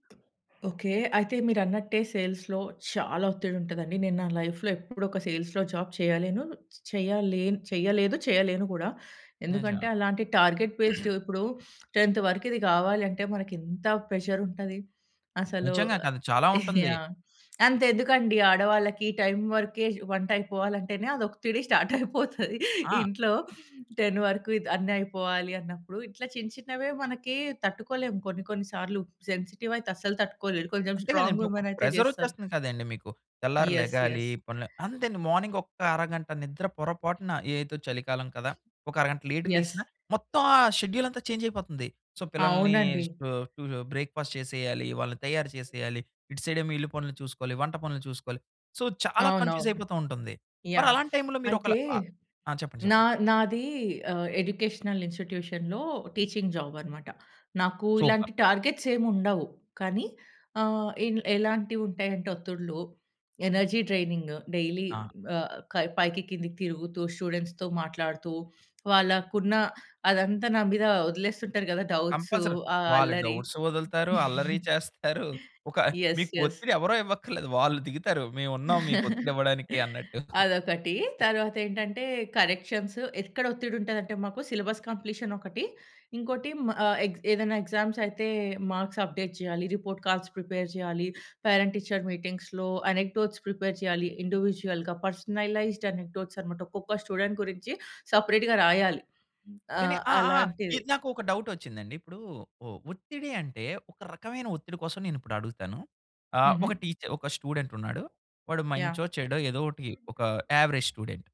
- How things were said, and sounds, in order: other background noise; in English: "సేల్స్‌లో"; in English: "లైఫ్‌లో"; in English: "సేల్స్‌లో జాబ్"; in English: "టార్గెట్"; throat clearing; in English: "టెన్త్"; giggle; laughing while speaking: "స్టార్టయిపోతది. ఇంట్లో"; in English: "స్ట్రాంగ్"; in English: "యెస్. యెస్"; in English: "లేట్‌గా"; in English: "యెస్"; in English: "సో"; in English: "బ్రేక్‌ఫాస్ట్"; tapping; in English: "సో"; in English: "ఎడ్యుకేషనల్ ఇన్స్‌టిట్యూషన్‌లో టీచింగ్"; in English: "సూపర్"; in English: "ఎనర్జీ"; in English: "డైలీ"; in English: "స్టూడెంట్స్‌తో"; in English: "కంపల్సరీ"; in English: "డౌట్స్"; in English: "డౌట్స్"; giggle; in English: "యెస్. యెస్"; chuckle; in English: "కరెక్షన్స్"; giggle; in English: "సిలబస్"; in English: "మార్క్స్ అప్డేట్"; in English: "రిపోర్ట్ కార్డ్స్ ప్రిపేర్"; in English: "పేరెంట్ టీచర్ మీటింగ్స్‌లో అనెక్టోట్స్ ప్రిపేర్"; in English: "ఇండివిడ్యుయల్‌గా, పర్సనలైజ్డ్ అనెక్టోట్స్"; in English: "స్టూడెంట్"; in English: "సపరేట్‌గా"; in English: "యావరేజ్ స్టూడెంట్"
- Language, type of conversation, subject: Telugu, podcast, నువ్వు రోజూ ఒత్తిడిని ఎలా నిర్వహిస్తావు?